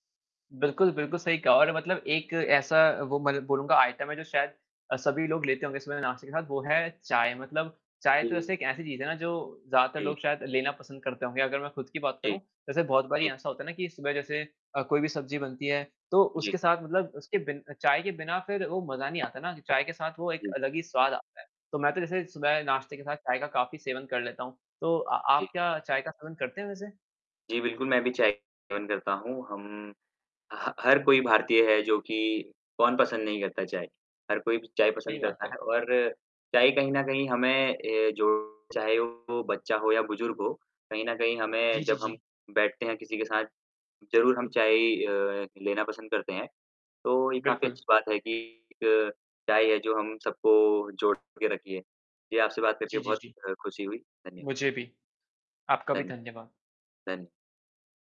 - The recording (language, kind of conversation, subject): Hindi, unstructured, आपका पसंदीदा नाश्ता क्या है, और क्यों?
- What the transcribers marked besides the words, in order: static; in English: "आइटम"; tapping; distorted speech